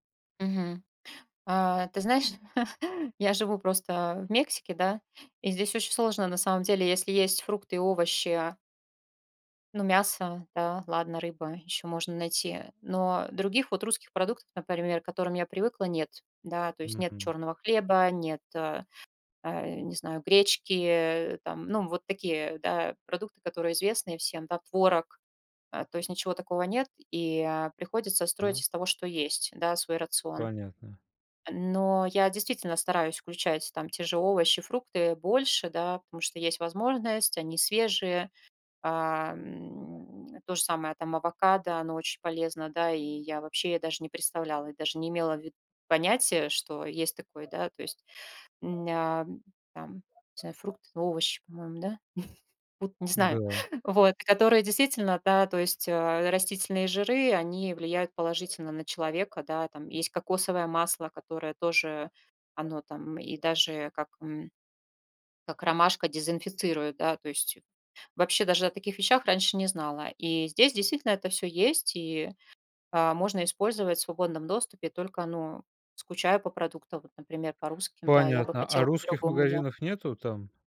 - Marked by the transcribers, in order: chuckle; tapping; dog barking; laughing while speaking: "Вот не знаю"
- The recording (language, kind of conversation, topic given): Russian, podcast, Как вы выбираете, куда вкладывать время и энергию?